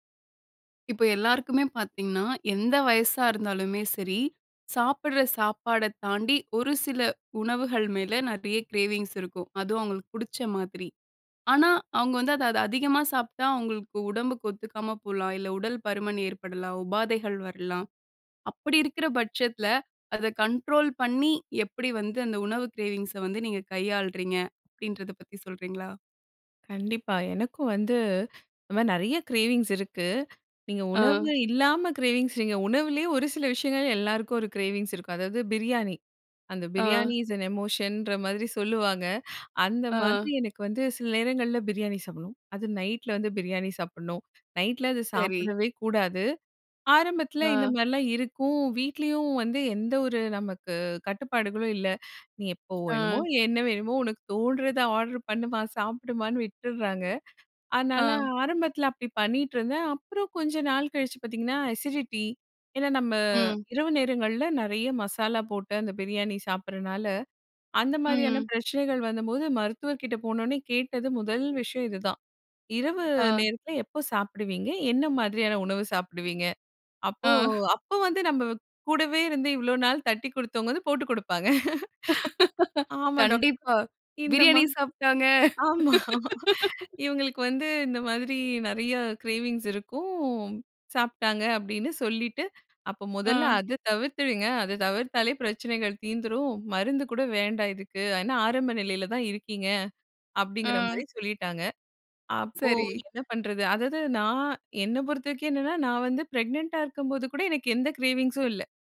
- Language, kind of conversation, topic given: Tamil, podcast, உணவுக்கான ஆசையை நீங்கள் எப்படி கட்டுப்படுத்துகிறீர்கள்?
- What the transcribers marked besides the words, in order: in English: "கிரேவிங்ஸ்"; in English: "கிரேவிங்ஸ"; in English: "கிரேவிங்ஸ்"; in English: "கிரேவிங்ஸ்"; in English: "கிரேவிங்ஸ்"; in English: "பிரியாணி இஸ் அன் எமோஷன்ற"; chuckle; in English: "அசிடிட்டி"; "வந்தபோது" said as "வந்தம்போது"; laughing while speaking: "தட்டிக் கொடுத்தவங்க வந்து போட்டுக் கொடுப்பாங்க"; laughing while speaking: "கண்டிப்பா! பிரியாணி சாப்பிட்டாங்க"; laughing while speaking: "ஆமா! இவுங்களுக்கு வந்து"; in English: "கிரேவிங்ஸ்"; in English: "கிரேவிங்ஸும்"